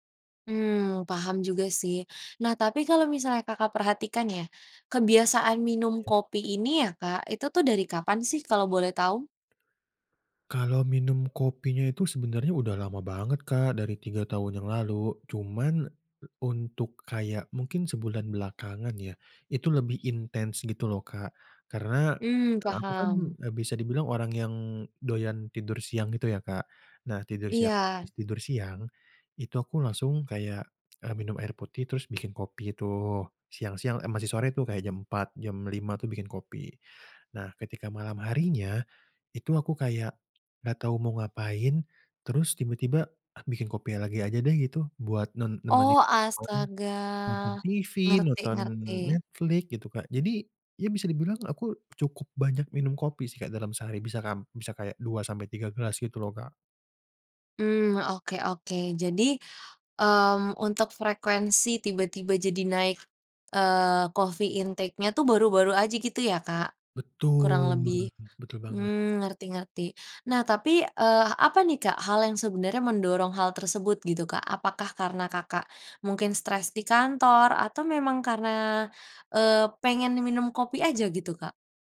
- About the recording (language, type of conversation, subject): Indonesian, advice, Mengapa saya sulit tidur tepat waktu dan sering bangun terlambat?
- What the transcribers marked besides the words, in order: tapping; other background noise; in English: "coffee intake-nya"